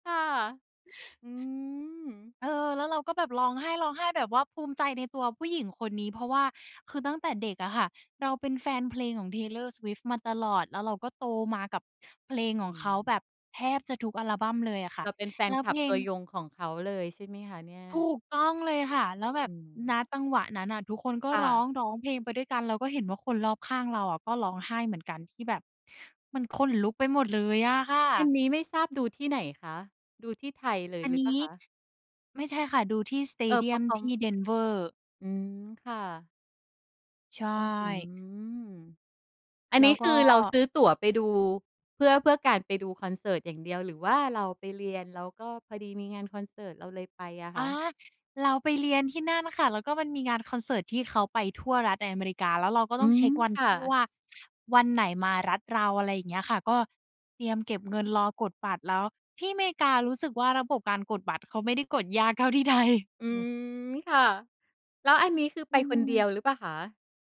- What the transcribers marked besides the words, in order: other background noise; in English: "สเตเดียม"; laughing while speaking: "ยากเท่าที่ไทย"
- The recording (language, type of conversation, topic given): Thai, podcast, คอนเสิร์ตที่คุณประทับใจที่สุดเป็นยังไงบ้าง?